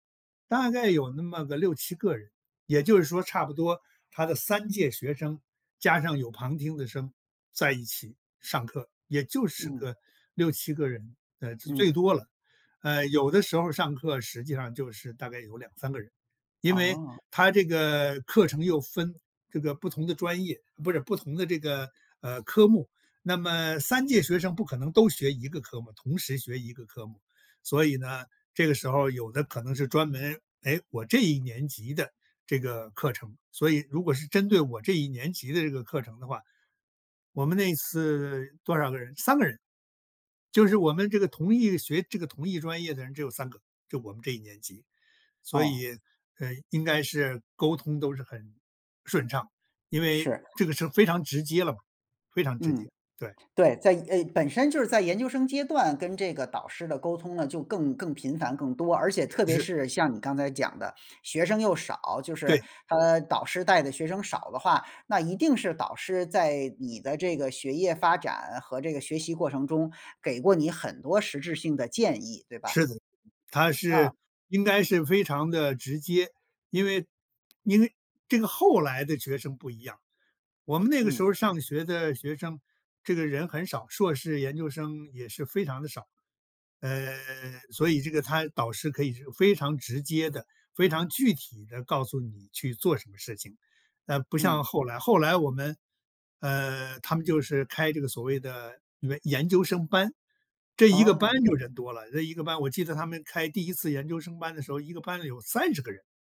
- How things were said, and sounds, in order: other background noise
- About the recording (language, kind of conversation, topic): Chinese, podcast, 怎么把导师的建议变成实际行动？